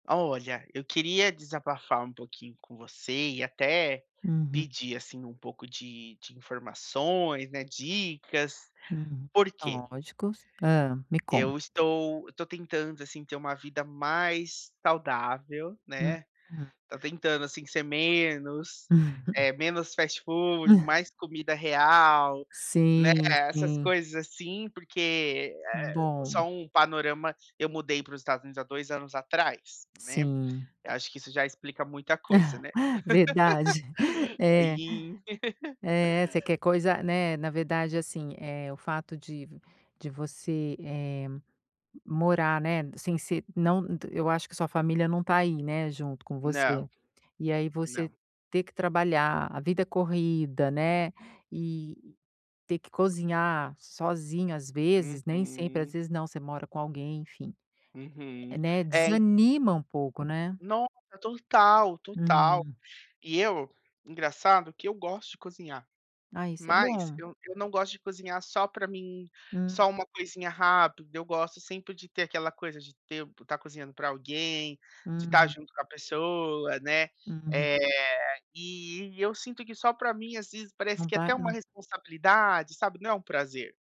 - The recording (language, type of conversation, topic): Portuguese, advice, Como posso preparar refeições rápidas e saudáveis durante a semana?
- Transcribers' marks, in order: other background noise; chuckle; in English: "fast food"; chuckle; chuckle; laugh; tapping